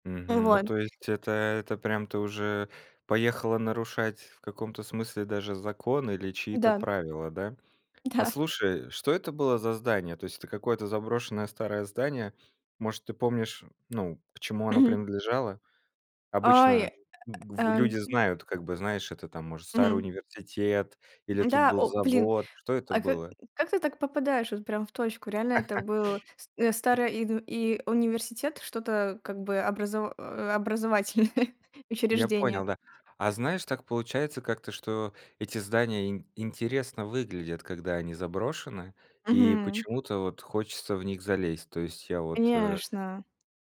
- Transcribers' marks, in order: tapping; grunt; laugh; other noise; laughing while speaking: "образовательное"
- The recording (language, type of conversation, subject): Russian, podcast, Расскажи о поездке, которая чему-то тебя научила?